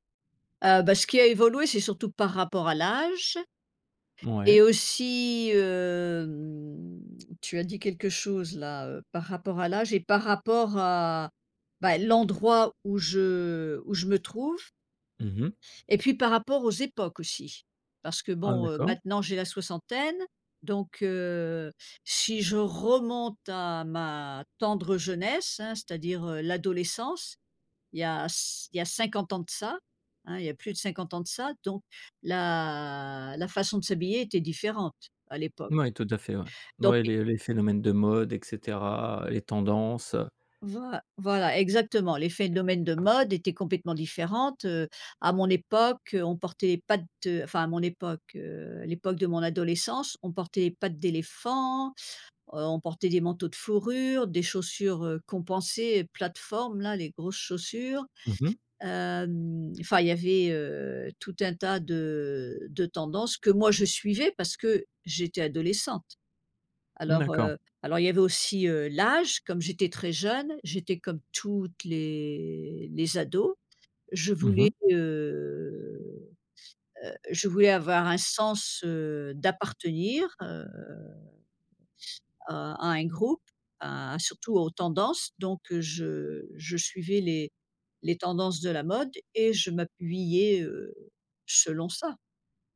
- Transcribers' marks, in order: drawn out: "hem"; drawn out: "la"; tapping; drawn out: "heu"; drawn out: "heu"; "m'habillais" said as "m'habuillais"
- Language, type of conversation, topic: French, podcast, Tu t’habilles plutôt pour toi ou pour les autres ?